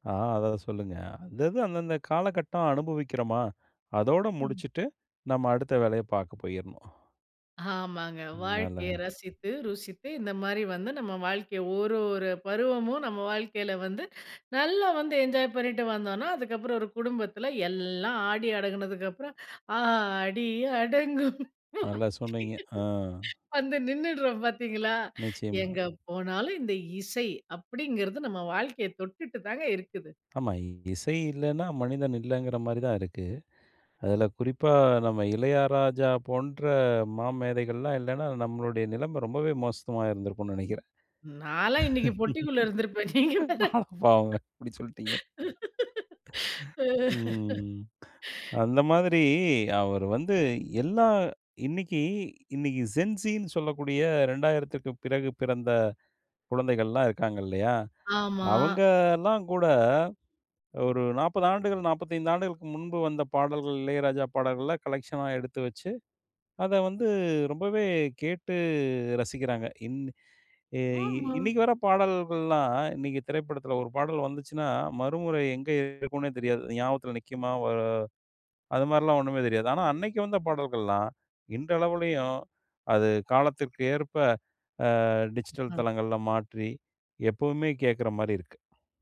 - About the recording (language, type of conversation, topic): Tamil, podcast, விழா அல்லது திருமணம் போன்ற நிகழ்ச்சிகளை நினைவூட்டும் பாடல் எது?
- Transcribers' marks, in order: other background noise; laughing while speaking: "ஆடி அடங்கும் வந்து நின்னுடுறோம் பார்த்தீங்களா?"; singing: "ஆடி அடங்கும்"; tapping; "இளையராஜா" said as "இளையாராஜா"; "நான் எல்லாம்" said as "நால்லாம்"; laughing while speaking: "அடப்பாவமே! இப்படி சொல்ட்டீங்க"; laughing while speaking: "இருந்திருப்பேன். நீங்க வேற"; drawn out: "ம்"; in English: "ஜென்ஸின்னு"; in English: "டிஜிட்டல்"